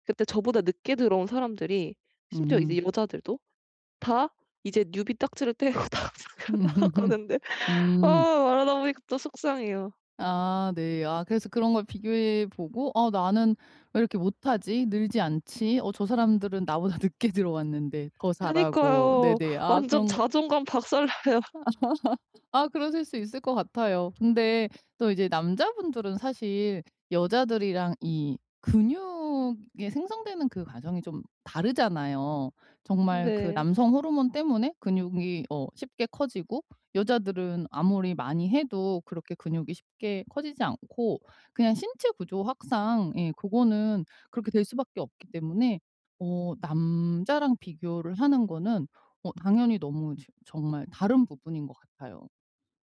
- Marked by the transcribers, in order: other background noise; in English: "뉴비"; laughing while speaking: "딱지를 떼고 다 다 나아가는데"; laugh; laughing while speaking: "늦게 들어왔는데"; laughing while speaking: "박살나요"; tapping; laugh
- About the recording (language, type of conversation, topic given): Korean, advice, 다른 사람의 성과를 볼 때 자주 열등감을 느끼면 어떻게 해야 하나요?